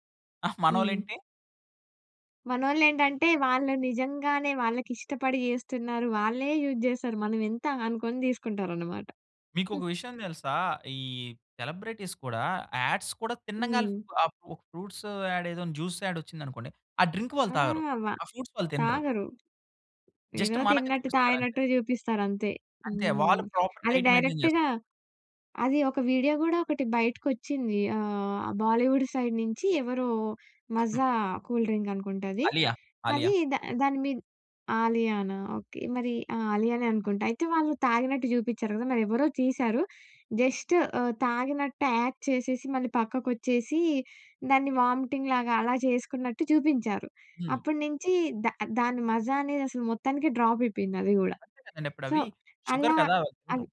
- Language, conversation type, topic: Telugu, podcast, సెలబ్రిటీల జీవనశైలి చూపించే విషయాలు యువతను ఎలా ప్రభావితం చేస్తాయి?
- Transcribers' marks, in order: in English: "యూజ్"; in English: "సెలబ్రిటీస్"; in English: "యాడ్స్"; in English: "ఫ్రూ ఫ్రూట్స్ యాడ్"; in English: "జ్యూస్ యాడ్"; in English: "డ్రింక్"; in English: "ఫ్రూట్స్"; in English: "జస్ట్"; in English: "డైరెక్ట్‌గా"; in English: "ప్రాపర్ డైట్ మెయింటైన్"; in English: "బాలీవుడ్ సైడ్"; in English: "కూల్ డ్రింక్"; chuckle; in English: "జస్ట్"; in English: "యాక్ట్"; in English: "వామిటింగ్"; in English: "డ్రాప్"; in English: "షుగర్"; in English: "సో"